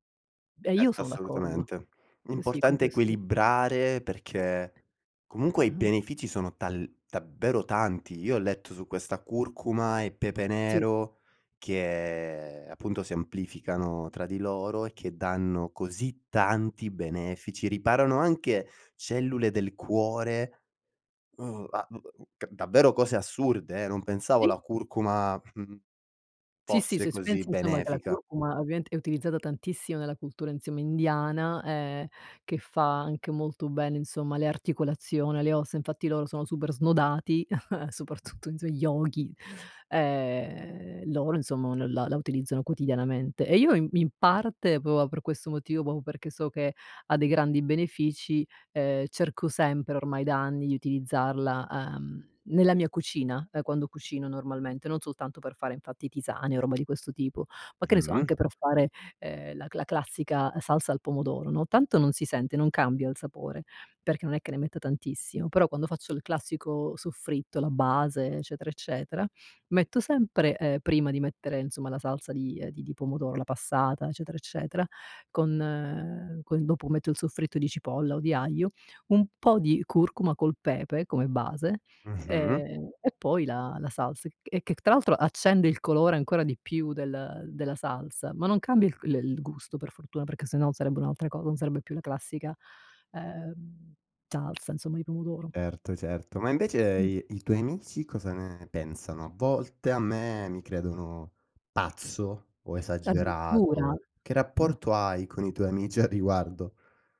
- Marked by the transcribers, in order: "Certo" said as "erto"; other background noise; "se pensi" said as "supensi"; "ovviamente" said as "ovviante"; chuckle; "non so" said as "nzzo"; "proprio" said as "propvo"; "proprio" said as "propo"; "soltanto" said as "zoltanto"; "tra" said as "cra"; "Certo" said as "erto"; "certo" said as "serto"; "Addirittura" said as "taddiritura"
- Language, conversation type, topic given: Italian, podcast, Quali alimenti pensi che aiutino la guarigione e perché?